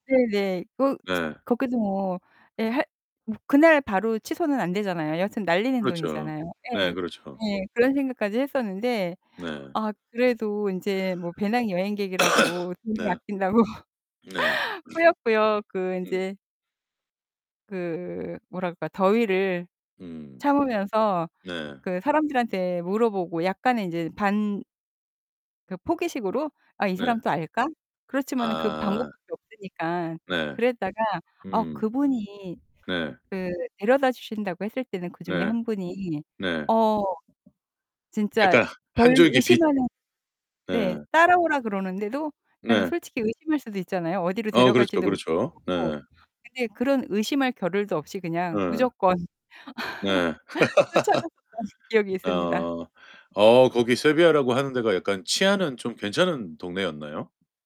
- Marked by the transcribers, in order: distorted speech; other background noise; tapping; cough; laughing while speaking: "아낀다고"; cough; static; laugh; laughing while speaking: "쫓아갔었던"
- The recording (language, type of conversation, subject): Korean, podcast, 여행 중에 길을 잃었던 기억을 하나 들려주실 수 있나요?